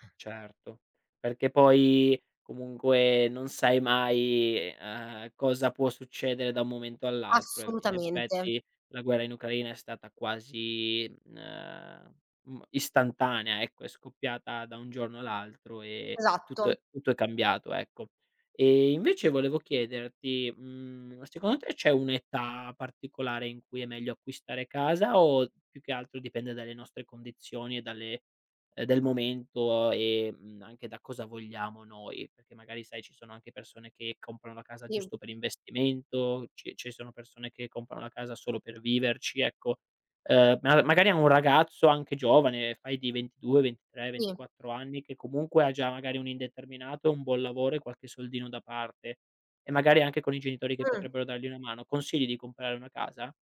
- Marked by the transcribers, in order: none
- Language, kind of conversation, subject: Italian, podcast, Come scegliere tra comprare o affittare casa?